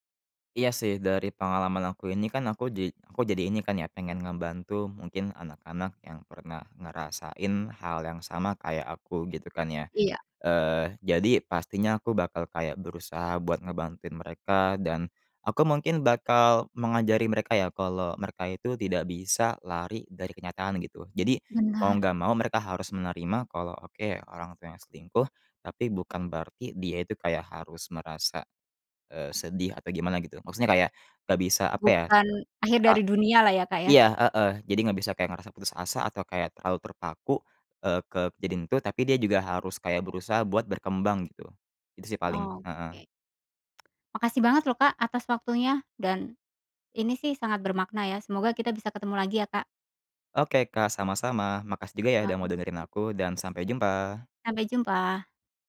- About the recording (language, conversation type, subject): Indonesian, podcast, Bisakah kamu menceritakan pengalaman ketika orang tua mengajarkan nilai-nilai hidup kepadamu?
- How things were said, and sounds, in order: other background noise; unintelligible speech